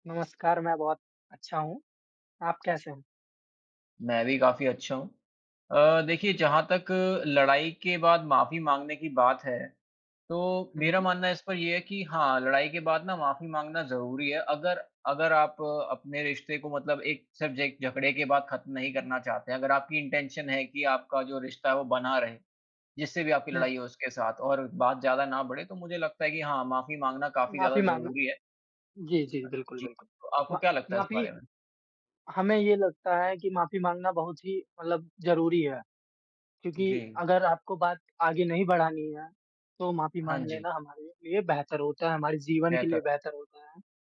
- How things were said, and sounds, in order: in English: "इंटेंशन"
- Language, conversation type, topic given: Hindi, unstructured, आपके अनुसार लड़ाई के बाद माफी क्यों ज़रूरी है?